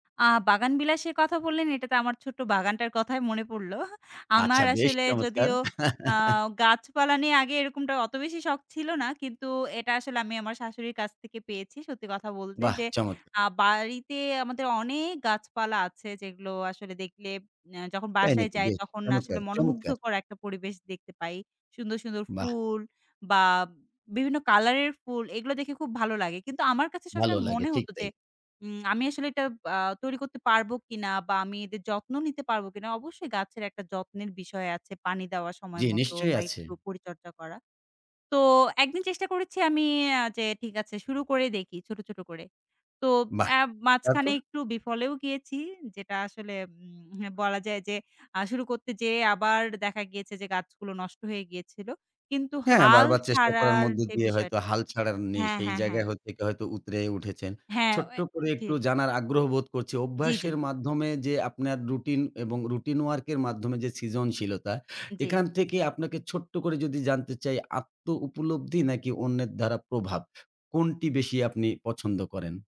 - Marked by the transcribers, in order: chuckle; tapping
- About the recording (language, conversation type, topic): Bengali, podcast, কোন অভ্যাসগুলো আপনার সৃজনশীলতা বাড়ায়?